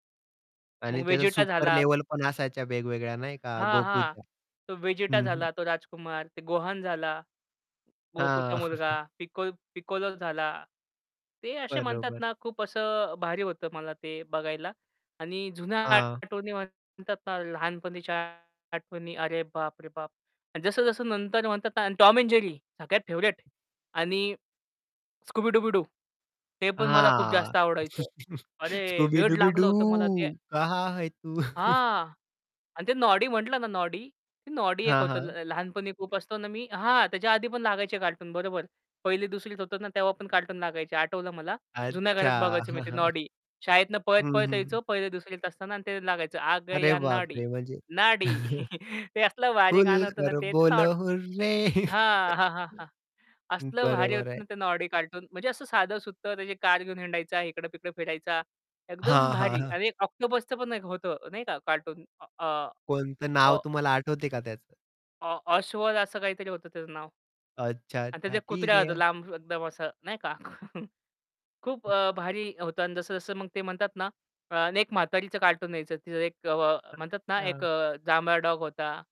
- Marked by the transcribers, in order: static; chuckle; distorted speech; other background noise; in English: "फेवरीट"; laugh; laughing while speaking: "Scooby-Dooby-Doo कहा है तू?"; in Hindi: "कहा है तू?"; chuckle; singing: "आ गया नॉडी, नॉडी"; chuckle; laugh; in Hindi: "खुल कर बोल हुररे"; chuckle; laugh; other noise
- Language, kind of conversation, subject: Marathi, podcast, तुम्ही कोणत्या कार्टून किंवा दूरदर्शन मालिकेचे खूप वेड लावून घेतले होते?